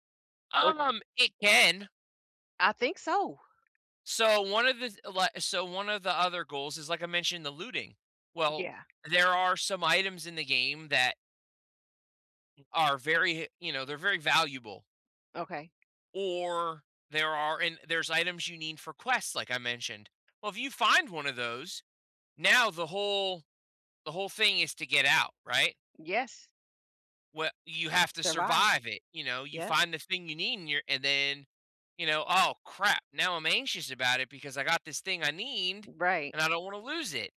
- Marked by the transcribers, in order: other background noise; tapping; "need" said as "neen"; "need" said as "neent"
- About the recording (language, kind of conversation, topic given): English, unstructured, What hobby would help me smile more often?
- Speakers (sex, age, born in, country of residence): female, 55-59, United States, United States; male, 35-39, United States, United States